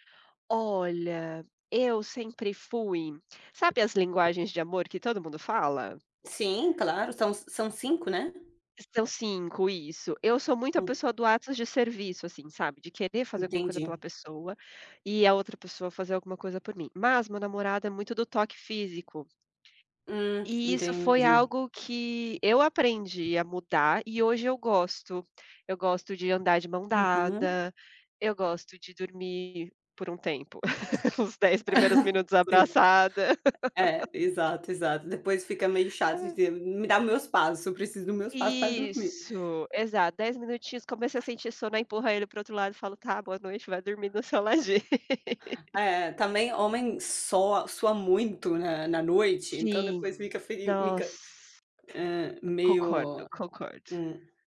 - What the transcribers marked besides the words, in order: tapping; other background noise; chuckle; laugh; laugh; laughing while speaking: "seu ladinho"
- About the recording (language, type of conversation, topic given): Portuguese, unstructured, Qual é a importância dos pequenos gestos no amor?